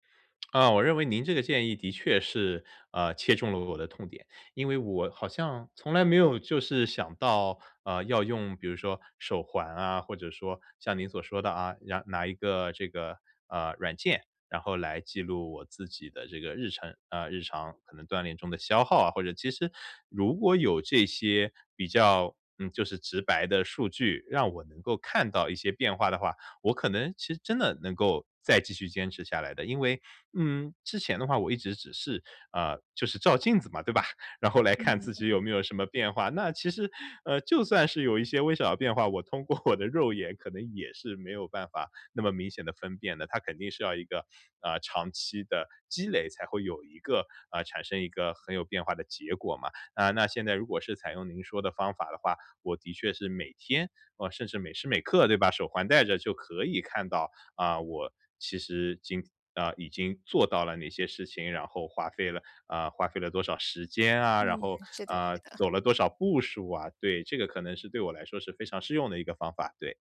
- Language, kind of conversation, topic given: Chinese, advice, 如何持续保持对爱好的动力？
- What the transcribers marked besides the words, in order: laughing while speaking: "我的"; sniff